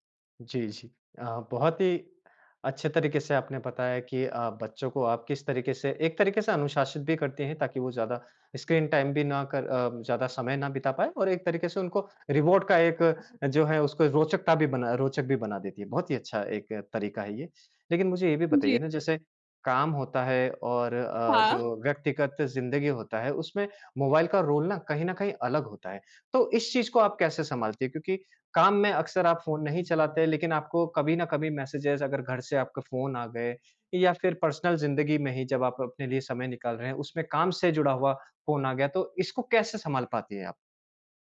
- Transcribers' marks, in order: in English: "स्क्रीन टाइम"; in English: "रिवॉर्ड"; in English: "मैसेजेज़"; in English: "पर्सनल"
- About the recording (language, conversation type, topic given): Hindi, podcast, आप मोबाइल फ़ोन और स्क्रीन पर बिताए जाने वाले समय को कैसे नियंत्रित करते हैं?